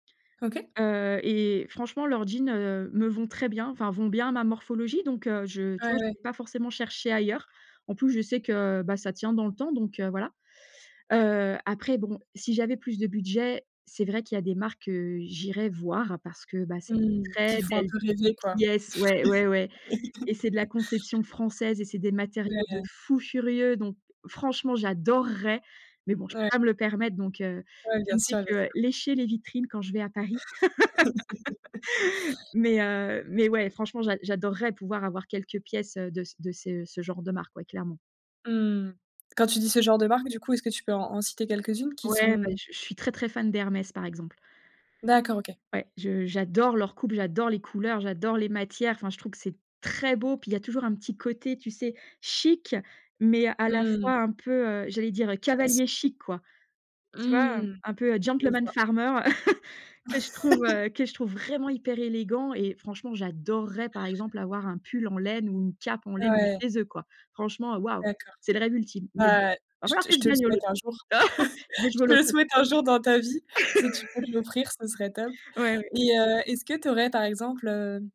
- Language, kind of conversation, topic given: French, podcast, Quel est ton processus quand tu veux renouveler ta garde-robe ?
- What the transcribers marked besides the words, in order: tapping; stressed: "très"; laugh; stressed: "j'adorerais"; stressed: "lécher"; other background noise; laugh; stressed: "très"; stressed: "chic"; in English: "gentleman farmer"; chuckle; laugh; stressed: "hyper"; stressed: "j'adorerais"; chuckle; laugh; laugh